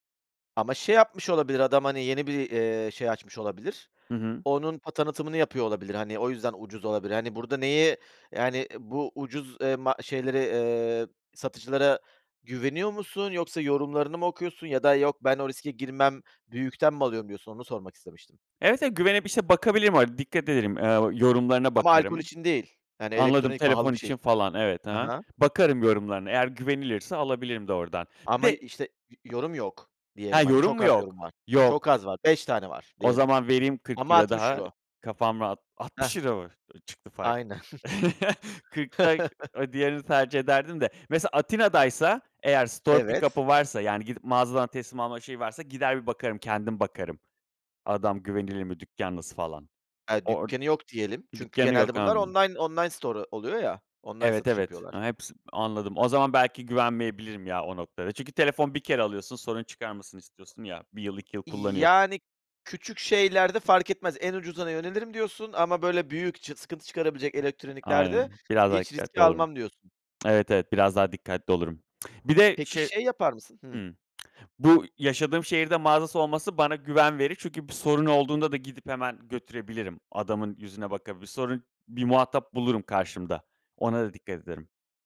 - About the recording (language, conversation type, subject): Turkish, podcast, Online alışveriş yaparken nelere dikkat ediyorsun?
- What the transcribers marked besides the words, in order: other background noise; laughing while speaking: "altmış euro mu, eee, çıktı fark?"; chuckle; chuckle; in English: "store pick up'ı"; in English: "store'u"